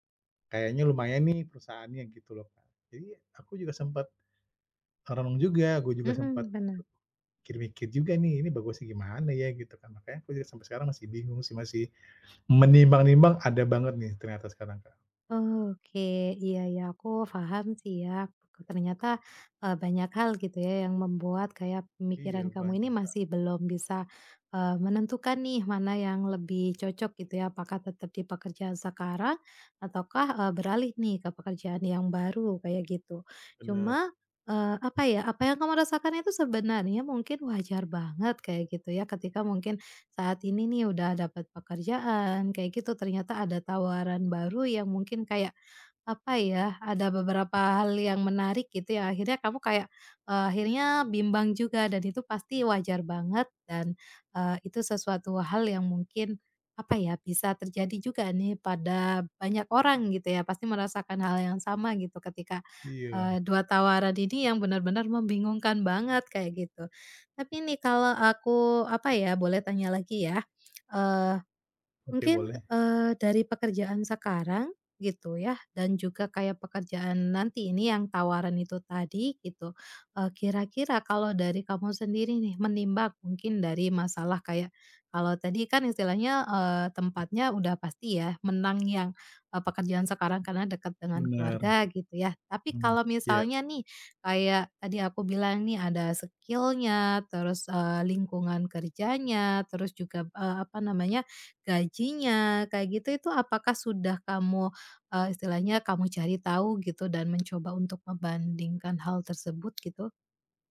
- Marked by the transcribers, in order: other background noise; in English: "skill-nya"
- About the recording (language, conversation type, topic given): Indonesian, advice, Bagaimana cara memutuskan apakah saya sebaiknya menerima atau menolak tawaran pekerjaan di bidang yang baru bagi saya?